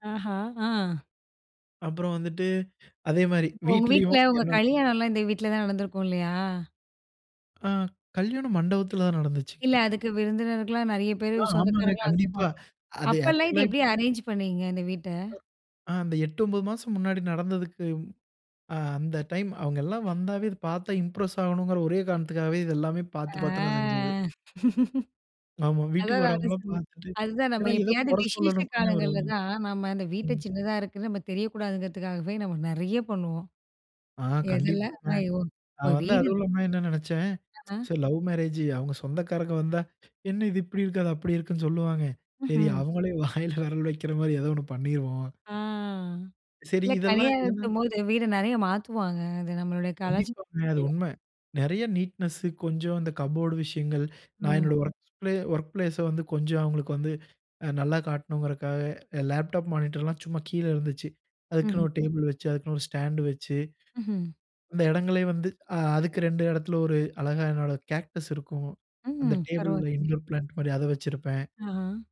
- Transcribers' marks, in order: unintelligible speech; tapping; other noise; in English: "ஆக்சுவலா"; in English: "அரேஞ்"; in English: "இம்ப்ரஸ்"; drawn out: "ஆ"; laugh; tsk; in English: "லவ் மேரேஜூ"; laughing while speaking: "வாயில வெரல்"; drawn out: "ஆ"; "கலியாணத்தின்போது" said as "கலியாணத்தம்மோது"; in English: "நீட்னெஸு"; in English: "கபோர்டு"; in English: "வொர்க் ப்ளே வொர்க் பிளேஸ"; in English: "லேப்டாப் மானிட்டர்லாம்"; in English: "கேக்டஸ்"; in English: "இன்டோர் பிளான்ட்"
- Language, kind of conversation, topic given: Tamil, podcast, சிறிய வீட்டை வசதியாகவும் விசாலமாகவும் மாற்ற நீங்கள் என்னென்ன வழிகளைப் பயன்படுத்துகிறீர்கள்?